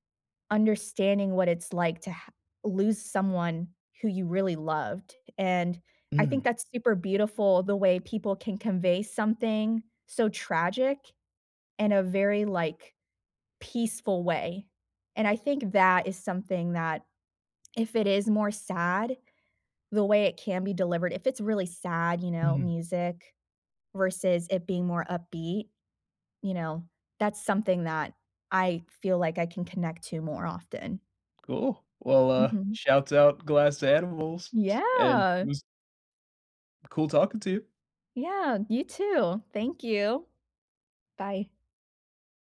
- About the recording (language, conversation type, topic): English, unstructured, Should I share my sad story in media to feel less alone?
- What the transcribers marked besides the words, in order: none